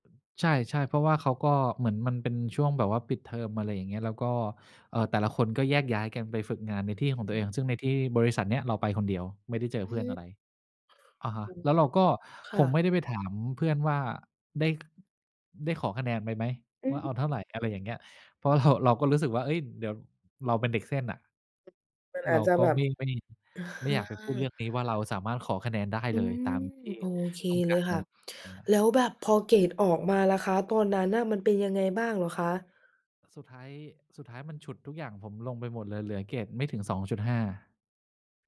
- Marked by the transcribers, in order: other background noise; tapping; laughing while speaking: "เรา"
- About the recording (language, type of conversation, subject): Thai, podcast, คุณเคยเจอเหตุการณ์บังเอิญที่เปลี่ยนเส้นทางชีวิตไหม?